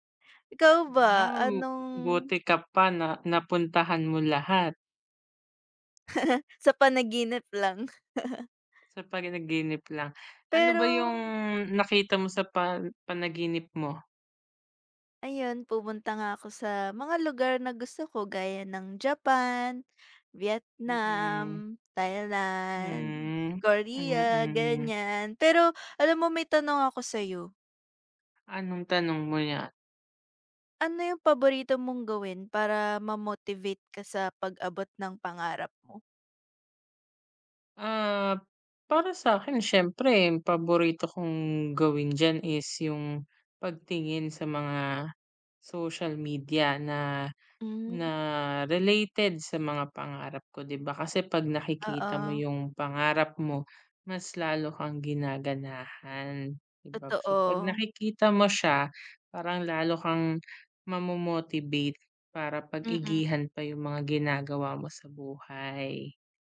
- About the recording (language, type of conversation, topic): Filipino, unstructured, Ano ang paborito mong gawin upang manatiling ganado sa pag-abot ng iyong pangarap?
- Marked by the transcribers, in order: laugh; chuckle; tapping